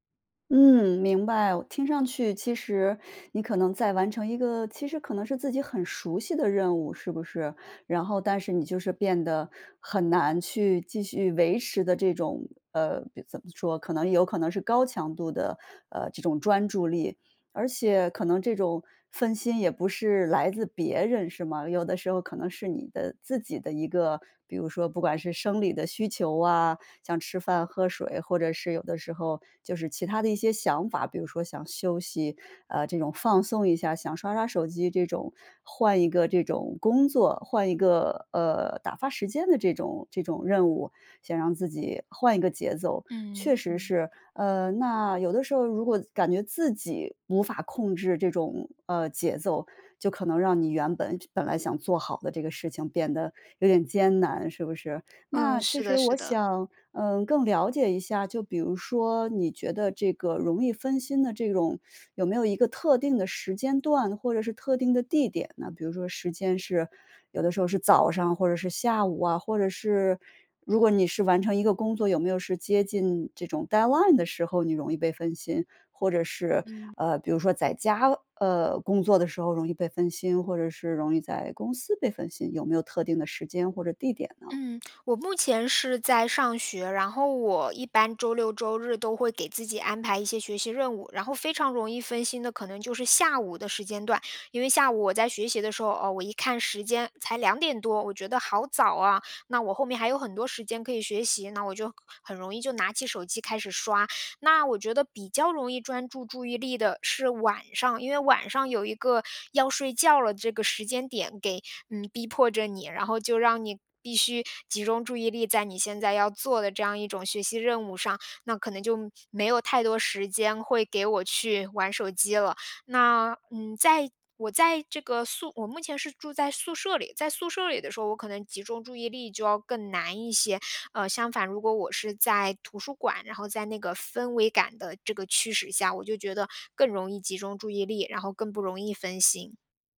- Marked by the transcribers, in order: teeth sucking; in English: "deadline"
- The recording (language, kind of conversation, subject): Chinese, advice, 我为什么总是容易分心，导致任务无法完成？